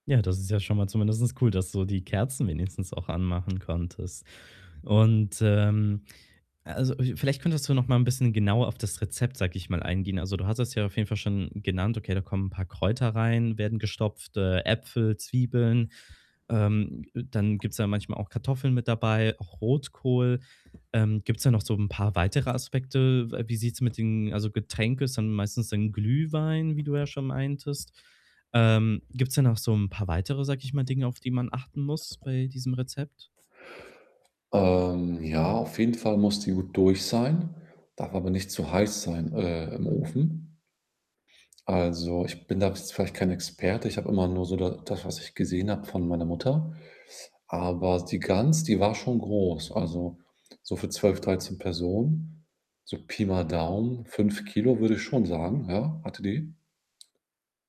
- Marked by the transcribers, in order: "zumindest" said as "zumindestens"; other background noise
- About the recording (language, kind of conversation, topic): German, podcast, Welche Speise verbindet dich am stärksten mit deiner Familie?